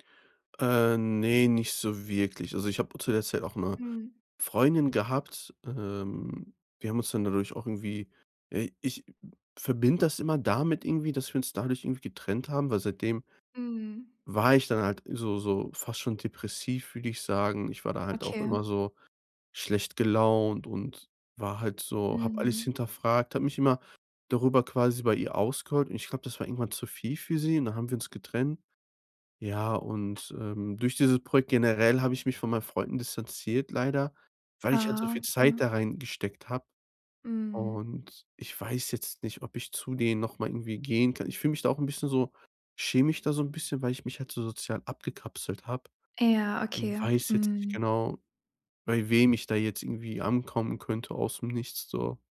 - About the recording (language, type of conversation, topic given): German, advice, Wie finde ich nach einer Trennung wieder Sinn und neue Orientierung, wenn gemeinsame Zukunftspläne weggebrochen sind?
- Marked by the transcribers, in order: none